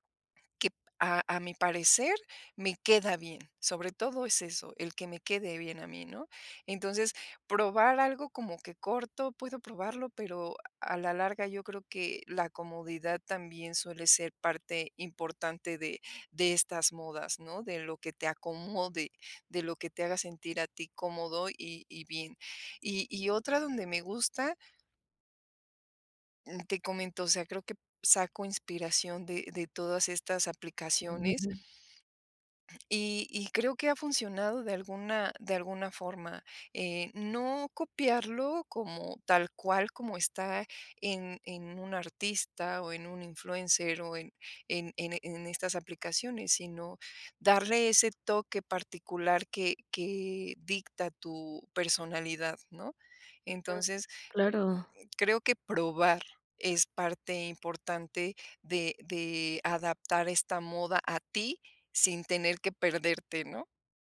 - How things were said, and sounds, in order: throat clearing
- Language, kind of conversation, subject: Spanish, podcast, ¿Cómo te adaptas a las modas sin perderte?